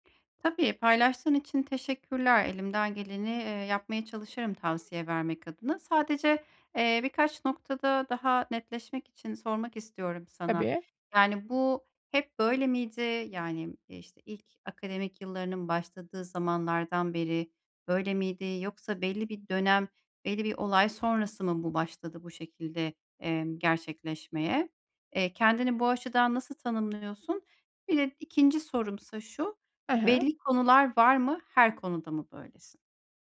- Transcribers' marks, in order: none
- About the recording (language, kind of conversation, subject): Turkish, advice, Sürekli dikkatimin dağılmasını azaltıp düzenli çalışma blokları oluşturarak nasıl daha iyi odaklanabilirim?